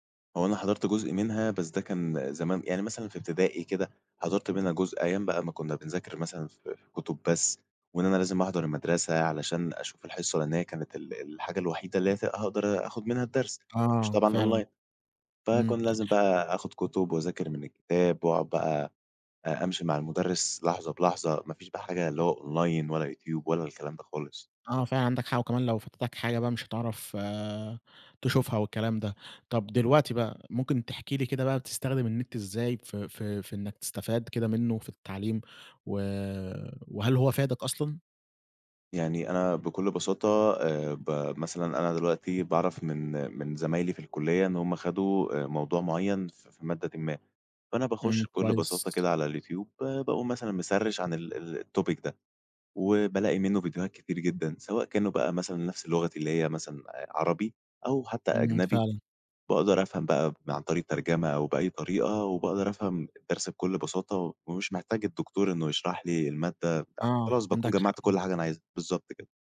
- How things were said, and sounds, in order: other background noise; in English: "online"; in English: "online"; in English: "مسرِّش"; in English: "الtopic"
- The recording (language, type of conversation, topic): Arabic, podcast, إيه رأيك في دور الإنترنت في التعليم دلوقتي؟